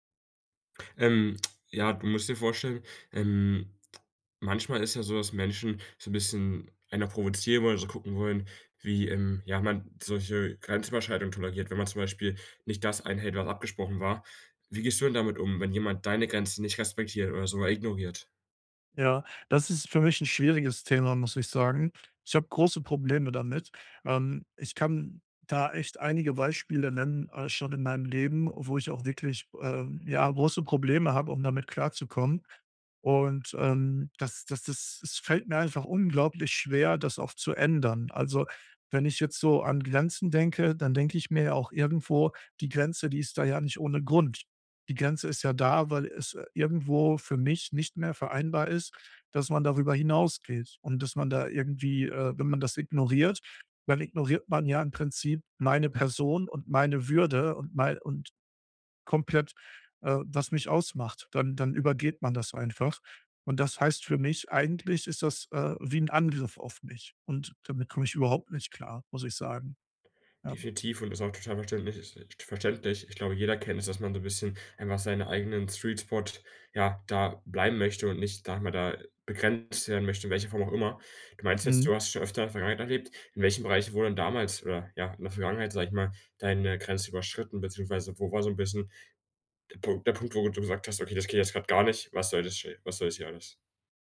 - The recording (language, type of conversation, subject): German, podcast, Wie gehst du damit um, wenn jemand deine Grenze ignoriert?
- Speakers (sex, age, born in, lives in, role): male, 18-19, Germany, Germany, host; male, 35-39, Germany, Germany, guest
- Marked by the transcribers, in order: lip smack; in English: "Sweet Spot"